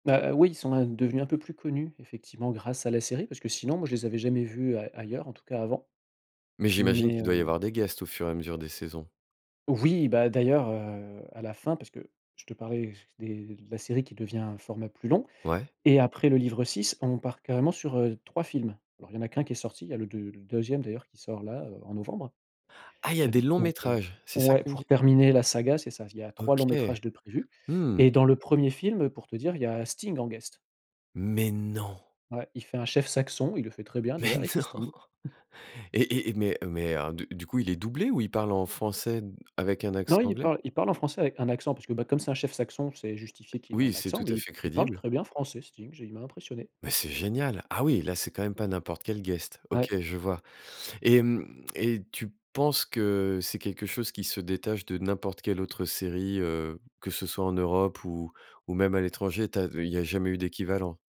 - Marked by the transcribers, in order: in English: "guests"; in English: "guest"; laughing while speaking: "Mais non !"; chuckle; in English: "guest"
- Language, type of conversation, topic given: French, podcast, Quelle série française aimerais-tu recommander et pourquoi ?